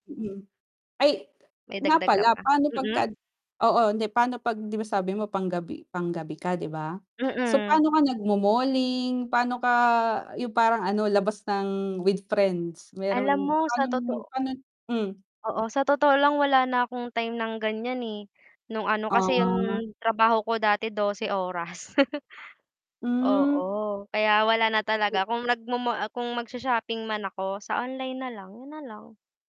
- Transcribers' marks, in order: mechanical hum; chuckle; tapping
- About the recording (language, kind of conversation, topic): Filipino, unstructured, Sa pagitan ng umaga at gabi, kailan ka mas aktibo?